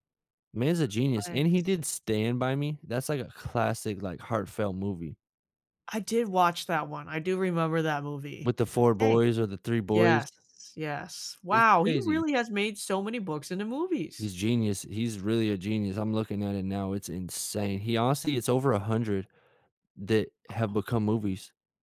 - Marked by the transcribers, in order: other background noise
- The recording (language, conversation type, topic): English, unstructured, Which books do you wish were adapted for film or television, and why do they resonate with you?
- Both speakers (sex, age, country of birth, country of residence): female, 25-29, Vietnam, United States; male, 30-34, United States, United States